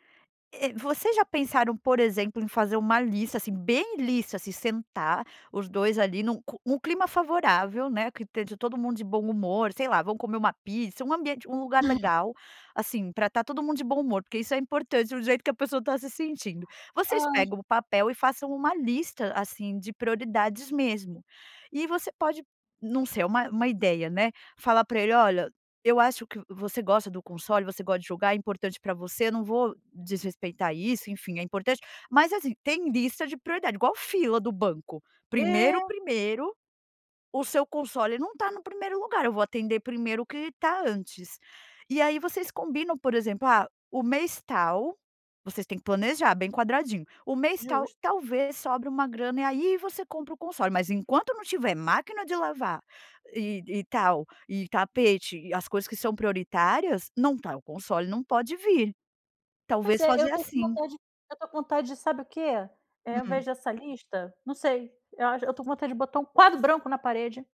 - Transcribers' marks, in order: chuckle; other background noise; tapping; stressed: "quadro"
- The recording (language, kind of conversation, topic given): Portuguese, advice, Como foi a conversa com seu parceiro sobre prioridades de gastos diferentes?